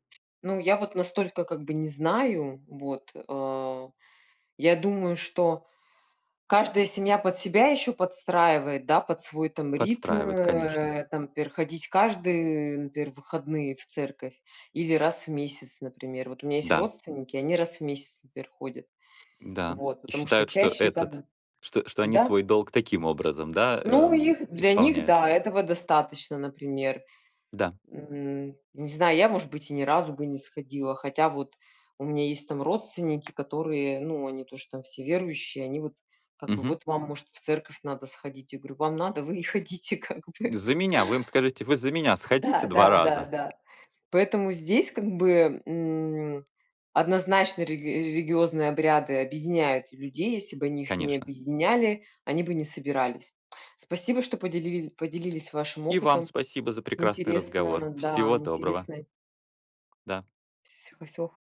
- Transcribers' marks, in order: other background noise; tapping; laughing while speaking: "вы и ходите, как бы"; lip smack
- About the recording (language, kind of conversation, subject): Russian, unstructured, Как религиозные обряды объединяют людей?